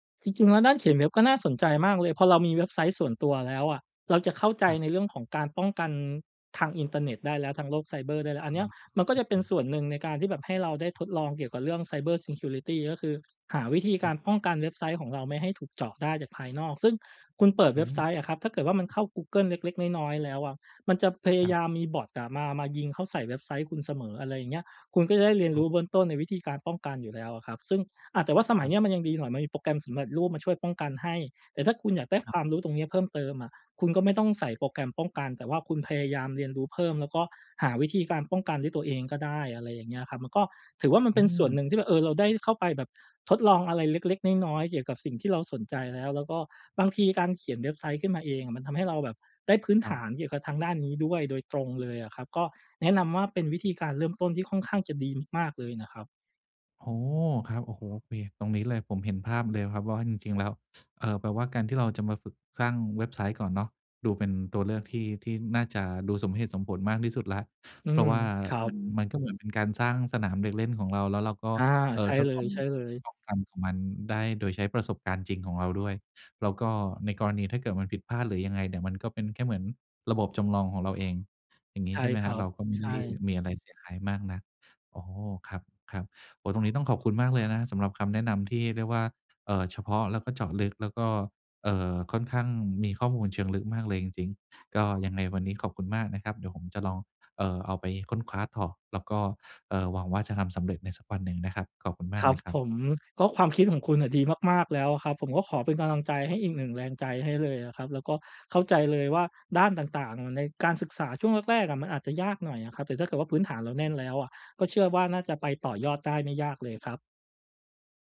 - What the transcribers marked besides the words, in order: in English: "ไซเบอร์ซีเคียวริตี"
- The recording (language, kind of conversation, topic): Thai, advice, ความกลัวล้มเหลว